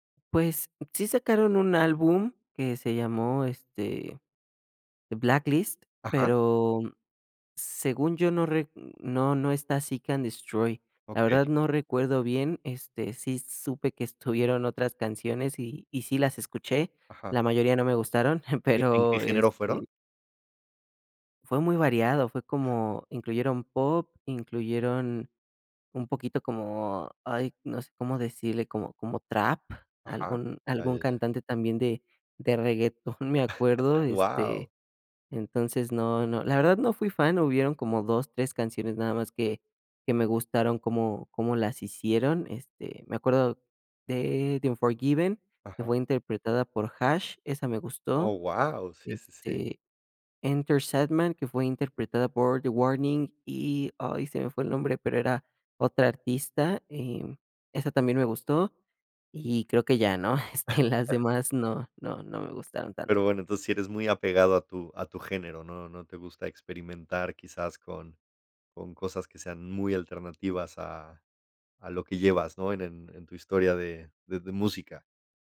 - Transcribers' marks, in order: giggle; chuckle
- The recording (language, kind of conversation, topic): Spanish, podcast, ¿Cuál es tu canción favorita y por qué te conmueve tanto?